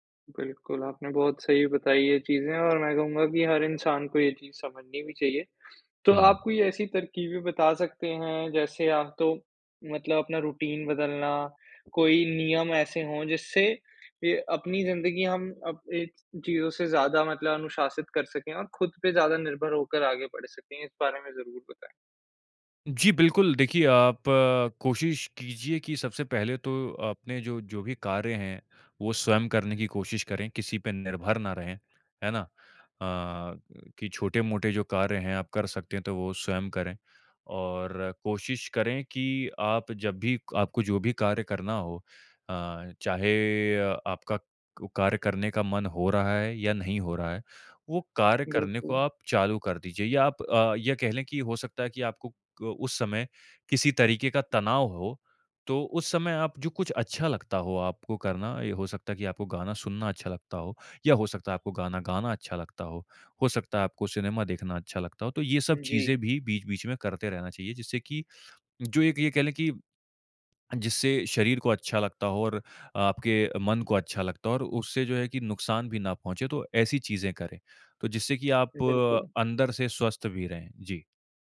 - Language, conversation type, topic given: Hindi, podcast, जब प्रेरणा गायब हो जाती है, आप क्या करते हैं?
- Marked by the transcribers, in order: in English: "रुटीन"